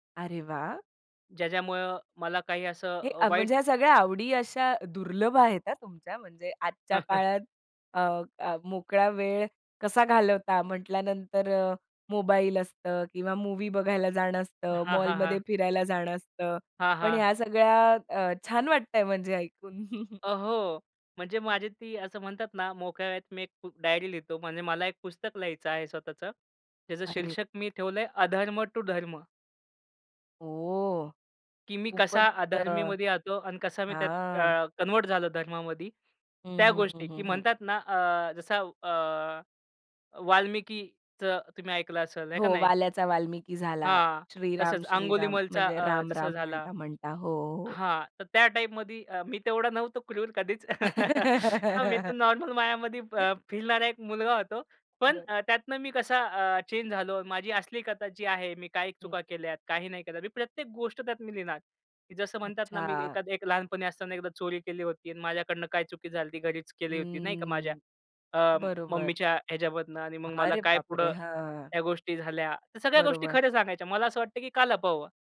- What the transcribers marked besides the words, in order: chuckle; chuckle; laugh; other noise
- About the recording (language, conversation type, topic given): Marathi, podcast, मोकळा वेळ मिळाला की तुम्हाला काय करायला सर्वात जास्त आवडतं?